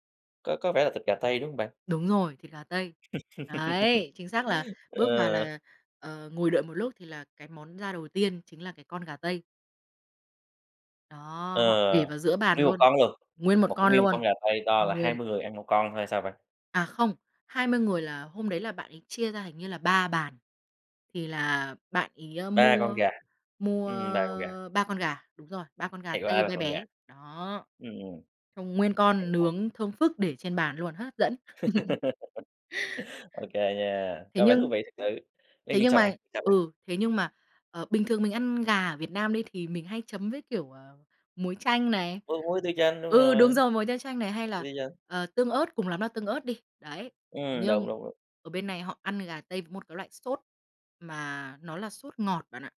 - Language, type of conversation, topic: Vietnamese, podcast, Bạn có thể kể lại lần bạn được mời dự bữa cơm gia đình của người bản địa không?
- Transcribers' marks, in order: tapping; laugh; laugh; chuckle